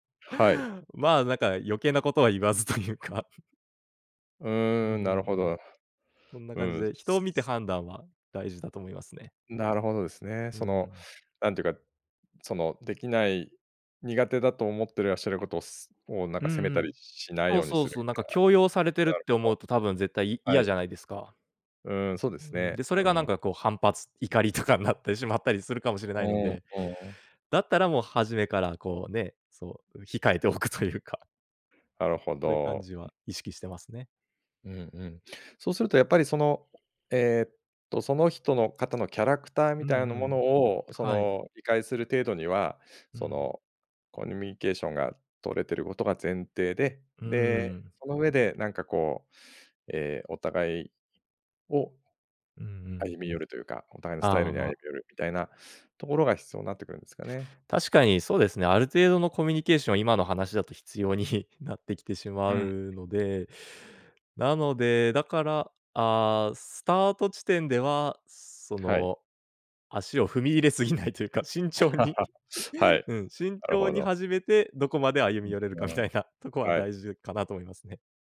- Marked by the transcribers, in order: laughing while speaking: "言わずというか"; chuckle; other noise; laughing while speaking: "とかになってしまったりするかもしれないので"; background speech; laughing while speaking: "足を踏み入れすぎないというか"; laugh; unintelligible speech
- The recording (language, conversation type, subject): Japanese, podcast, 世代間のつながりを深めるには、どのような方法が効果的だと思いますか？